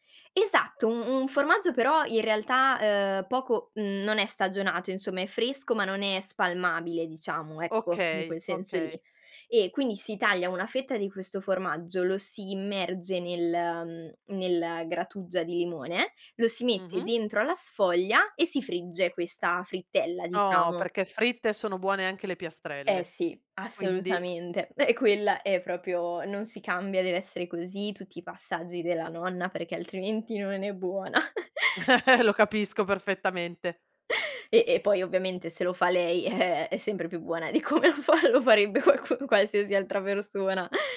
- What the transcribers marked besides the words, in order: other background noise; laughing while speaking: "e"; "proprio" said as "propio"; laughing while speaking: "buona"; chuckle; chuckle; laughing while speaking: "di come lo fa lo farebbe qualc"
- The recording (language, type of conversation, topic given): Italian, podcast, Come fa la tua famiglia a mettere insieme tradizione e novità in cucina?